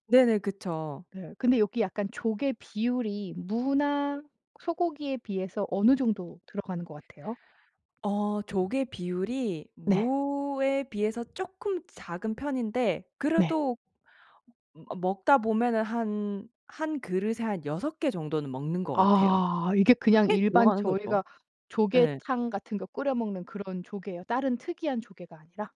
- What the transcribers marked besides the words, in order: tapping; other background noise
- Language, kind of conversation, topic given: Korean, podcast, 할머니 손맛이 그리울 때 가장 먼저 떠오르는 음식은 무엇인가요?